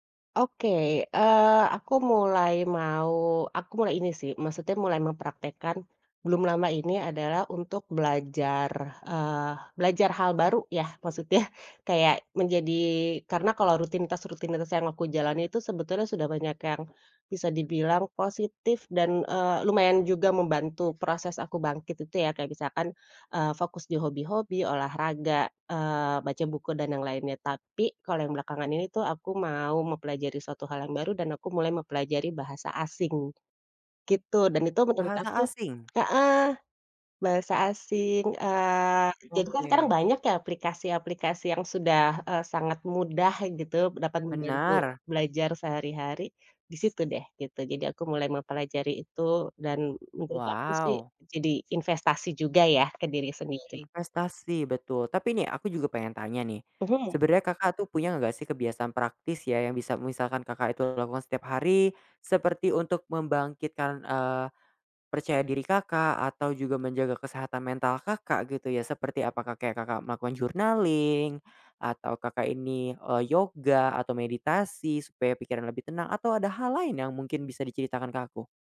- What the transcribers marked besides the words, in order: other background noise; background speech; in English: "journaling"
- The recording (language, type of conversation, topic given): Indonesian, podcast, Kebiasaan kecil apa yang paling membantu Anda bangkit setelah mengalami kegagalan?
- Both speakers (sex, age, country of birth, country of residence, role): female, 35-39, Indonesia, Indonesia, guest; male, 20-24, Indonesia, Indonesia, host